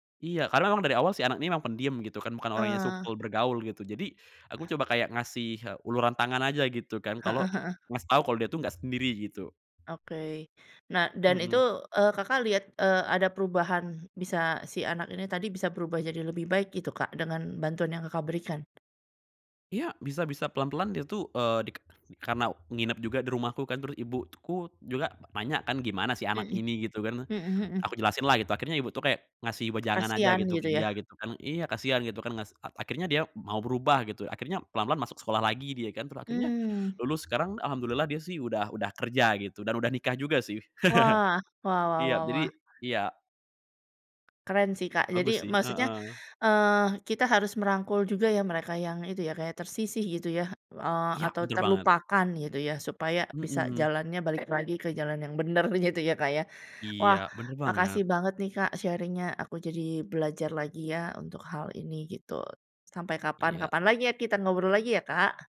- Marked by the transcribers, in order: tapping; chuckle; background speech; laughing while speaking: "bener"; in English: "sharing-nya"
- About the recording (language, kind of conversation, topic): Indonesian, podcast, Bagaimana sekolah dapat mendukung kesehatan mental murid?